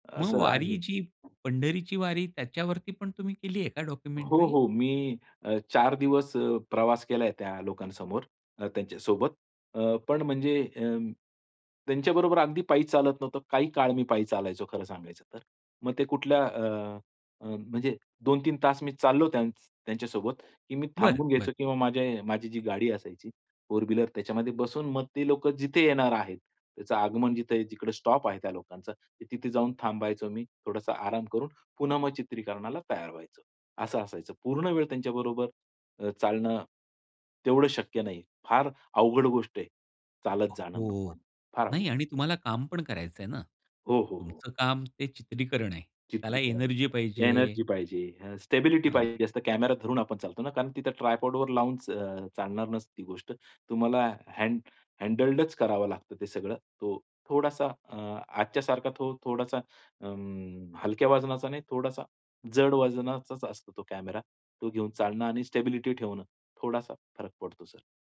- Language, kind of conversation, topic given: Marathi, podcast, व्हिडिओ बनवताना तुला सर्वात जास्त मजा कोणत्या टप्प्यात येते?
- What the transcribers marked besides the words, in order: other background noise; in English: "डॉक्युमेंटरी?"; trusting: "त्याला एनर्जी पाहिजे"; unintelligible speech; in English: "ट्रायपॉड"